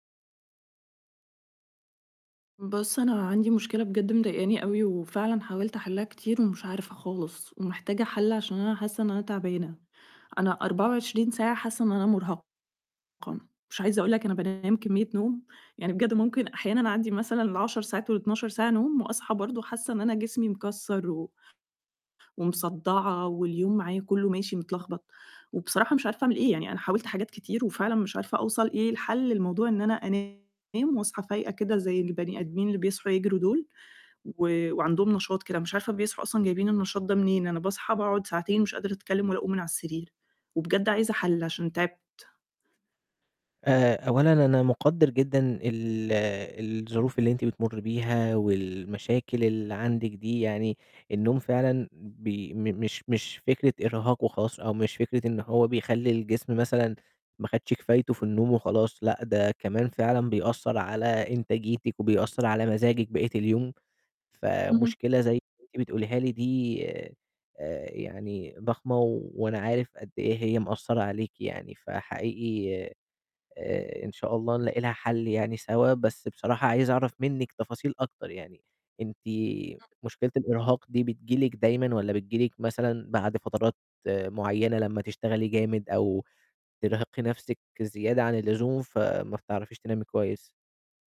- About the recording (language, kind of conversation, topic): Arabic, advice, ليه بحس بإرهاق مزمن رغم إني بنام كويس؟
- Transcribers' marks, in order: distorted speech